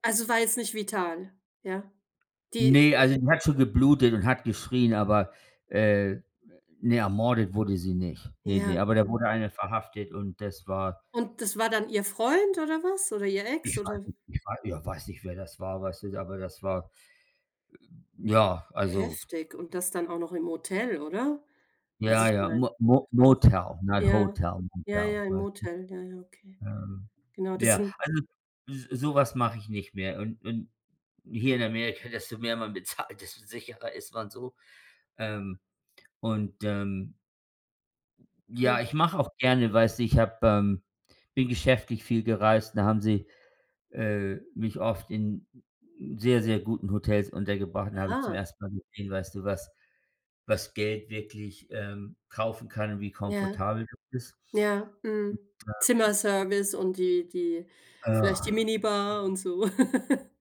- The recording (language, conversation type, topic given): German, unstructured, Was bedeutet für dich Abenteuer beim Reisen?
- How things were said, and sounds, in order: in English: "not Hotel"; unintelligible speech; groan; laugh